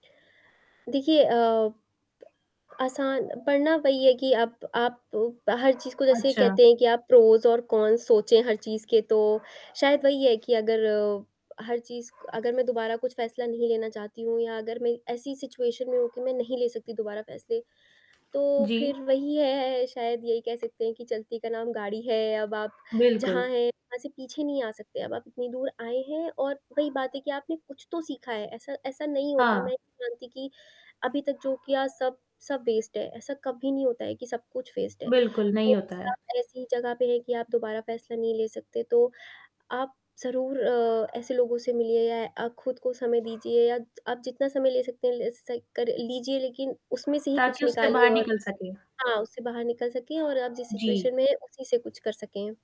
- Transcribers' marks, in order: static; other background noise; dog barking; in English: "प्रोस"; in English: "कॉन्स"; distorted speech; in English: "सिचुएशन"; in English: "वेस्ट"; in English: "वेस्ट"; in English: "सिचुएशन"
- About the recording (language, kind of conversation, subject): Hindi, podcast, क्या आपने कभी अपनी महत्वाकांक्षा पर समझौता किया है, और अगर किया है तो क्यों?
- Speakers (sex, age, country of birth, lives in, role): female, 20-24, India, India, guest; female, 20-24, India, India, host